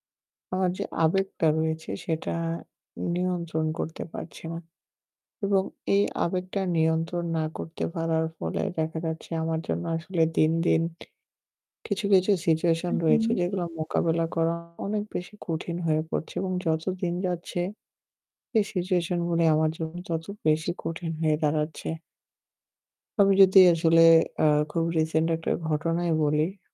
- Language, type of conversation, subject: Bengali, advice, সমালোচনা পেলেও কাজ বা ব্যক্তিগত জীবনে আমি কীভাবে আবেগ নিয়ন্ত্রণ করে শান্তভাবে প্রতিক্রিয়া জানাতে পারি?
- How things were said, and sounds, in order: static; tapping; in English: "situation"; distorted speech; in English: "situation"; in English: "recent"